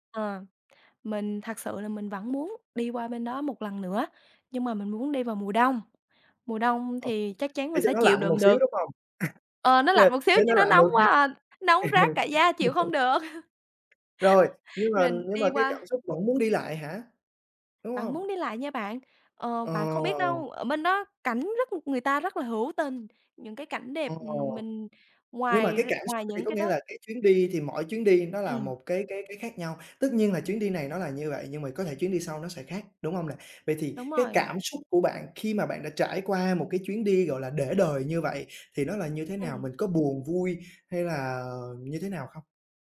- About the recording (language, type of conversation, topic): Vietnamese, podcast, Bạn đã từng có chuyến du lịch để đời chưa? Kể xem?
- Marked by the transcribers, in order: laugh; laugh; tapping; laugh; other background noise